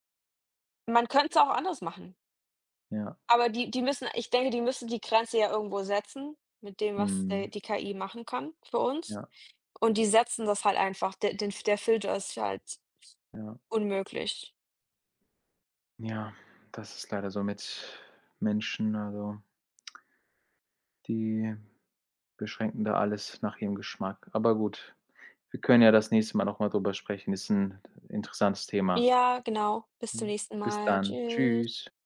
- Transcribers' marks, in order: lip smack
- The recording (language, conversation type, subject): German, unstructured, Welche wissenschaftliche Entdeckung hat dich glücklich gemacht?